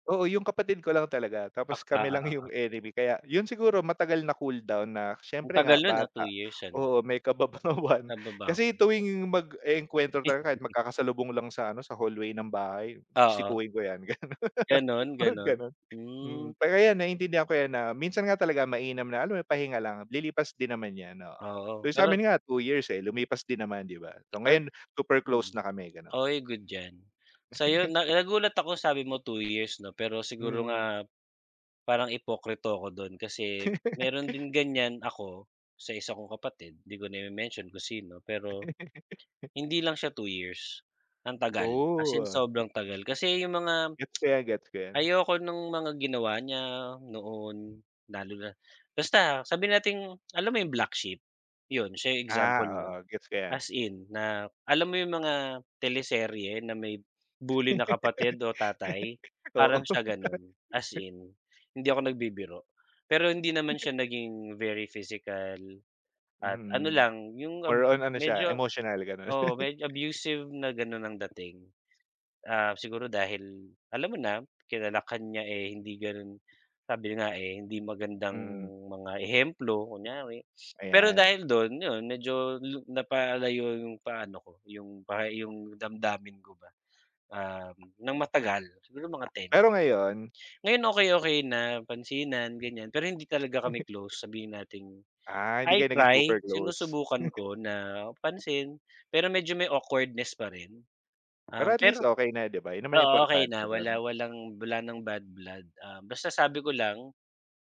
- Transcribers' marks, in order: laugh; laugh; tapping; laugh; laugh; laugh; laugh; laugh; laugh; laugh; laugh
- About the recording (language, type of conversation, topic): Filipino, unstructured, Paano mo hinaharap ang pag-aaway sa pamilya nang hindi nasisira ang relasyon?